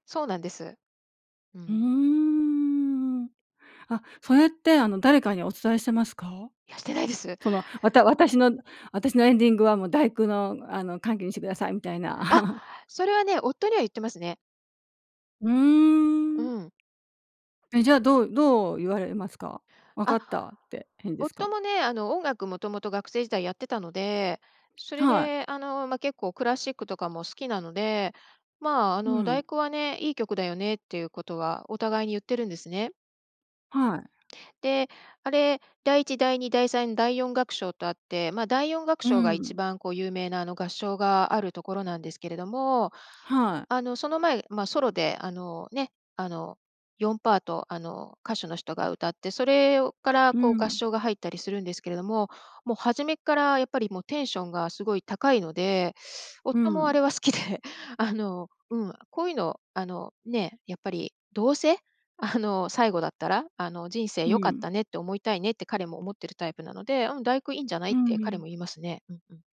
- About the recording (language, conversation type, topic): Japanese, podcast, 人生の最期に流したい「エンディング曲」は何ですか？
- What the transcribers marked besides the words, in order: anticipating: "いや、してないです"; laugh; other background noise; other noise; laughing while speaking: "好きで"